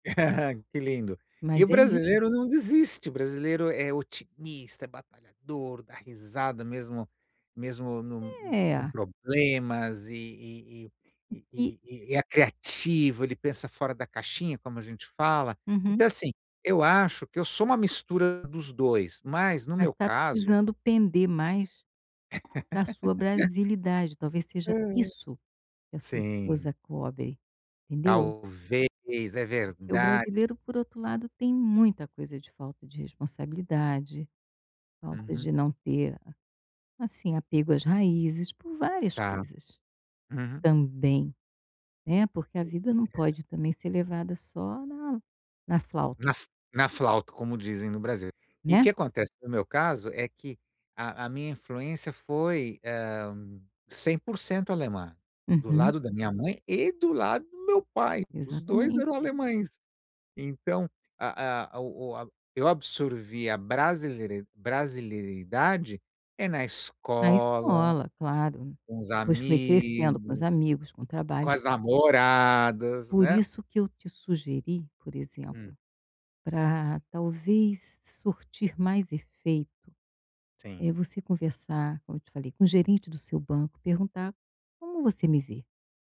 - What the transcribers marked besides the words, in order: laugh; put-on voice: "otimista, é batalhador, dá risada"; laugh; tapping
- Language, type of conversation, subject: Portuguese, advice, Como posso equilibrar minhas expectativas com a realidade ao definir metas importantes?